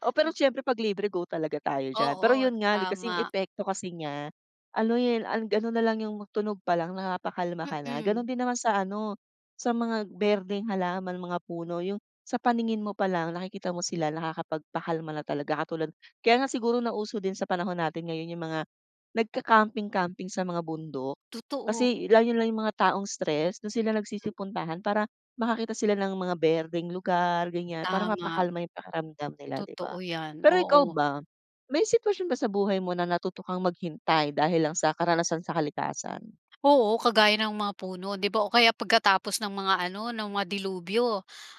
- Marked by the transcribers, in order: wind
- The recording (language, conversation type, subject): Filipino, podcast, Ano ang pinakamahalagang aral na natutunan mo mula sa kalikasan?
- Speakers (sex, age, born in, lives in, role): female, 40-44, Philippines, Philippines, host; female, 55-59, Philippines, Philippines, guest